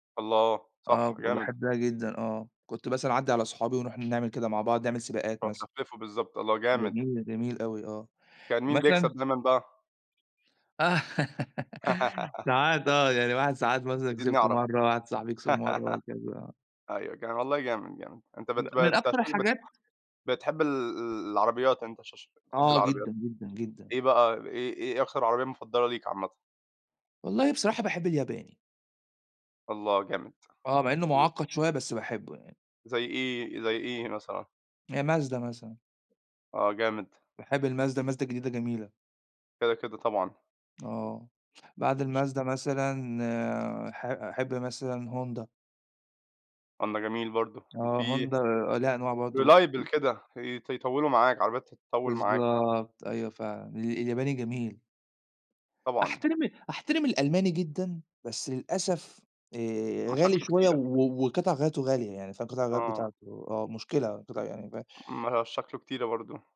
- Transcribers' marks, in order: tapping; chuckle; giggle; giggle; in English: "reliable"
- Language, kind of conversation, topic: Arabic, unstructured, بتقضي وقت فراغك بعد الشغل أو المدرسة إزاي؟